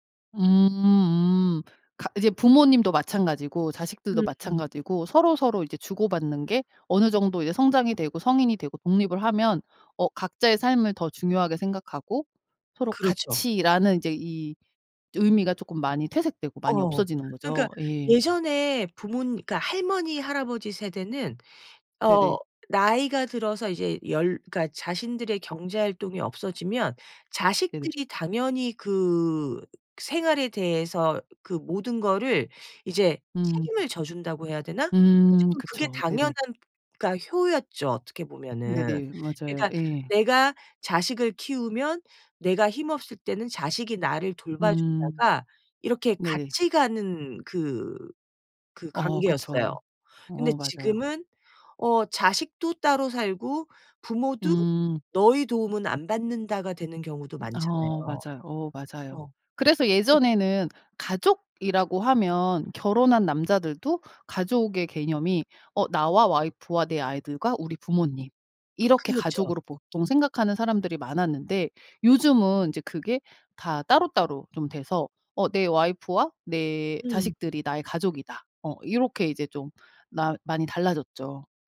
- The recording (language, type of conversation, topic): Korean, podcast, 세대에 따라 ‘효’를 어떻게 다르게 느끼시나요?
- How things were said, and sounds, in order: other background noise